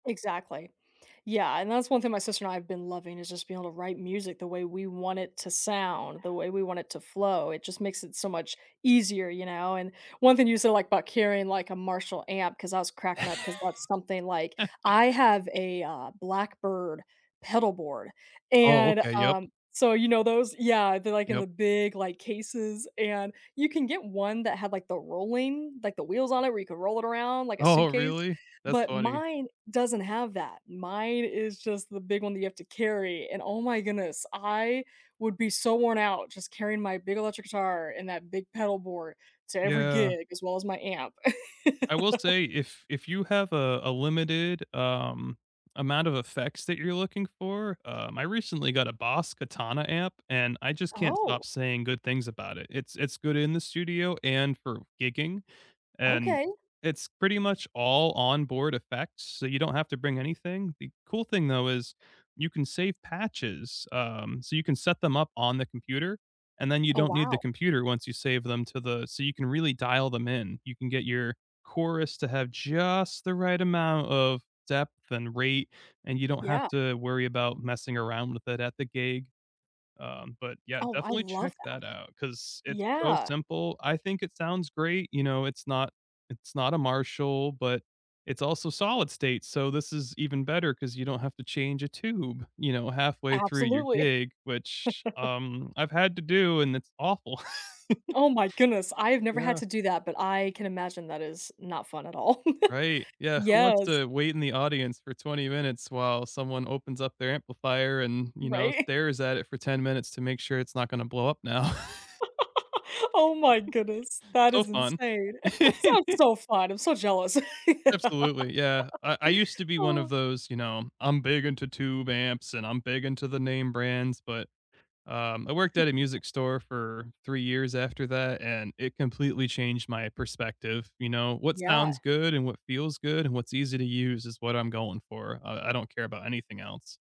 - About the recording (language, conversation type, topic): English, unstructured, How do you usually discover new movies, shows, or music, and whose recommendations do you trust most?
- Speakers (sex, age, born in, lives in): female, 30-34, United States, United States; male, 35-39, United States, United States
- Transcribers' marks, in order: stressed: "easier"; laugh; tapping; laughing while speaking: "Oh"; laugh; stressed: "just"; laugh; laugh; chuckle; chuckle; laugh; chuckle; laugh; chuckle; laugh; chuckle